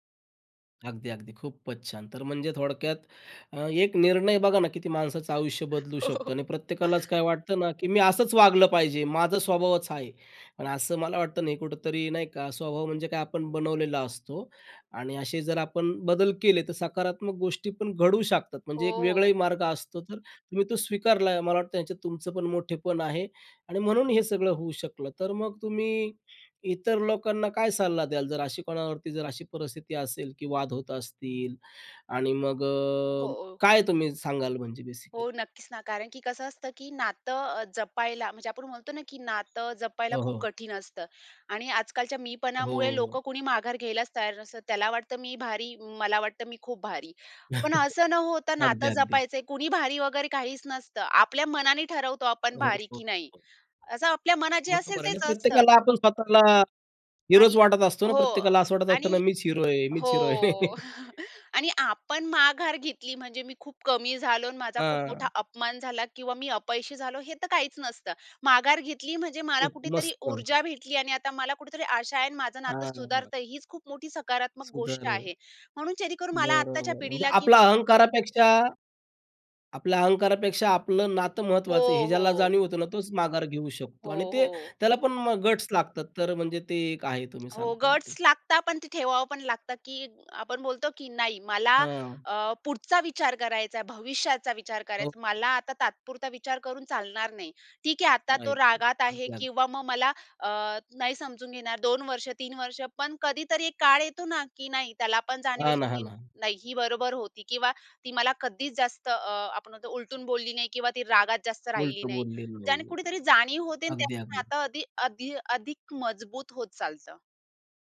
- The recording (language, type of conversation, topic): Marathi, podcast, नातं सुधारायला कारणीभूत ठरलेलं ते शांतपणे झालेलं बोलणं नेमकं कोणतं होतं?
- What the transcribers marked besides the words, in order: laughing while speaking: "हो, हो"; chuckle; tapping; other background noise; in English: "बेसिकली?"; chuckle; chuckle; laughing while speaking: "हिरो आहे"; chuckle; in English: "गट्स"; in English: "गट्स"